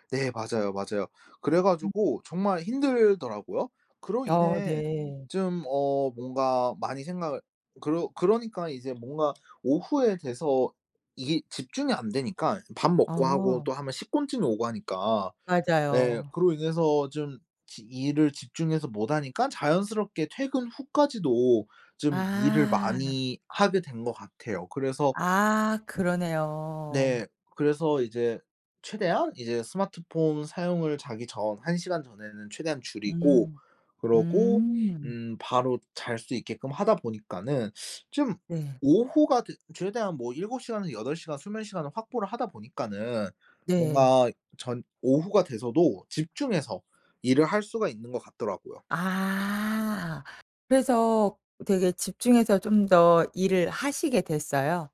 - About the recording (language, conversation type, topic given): Korean, podcast, 칼퇴근을 지키려면 어떤 습관이 필요할까요?
- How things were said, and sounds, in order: other background noise; tapping; teeth sucking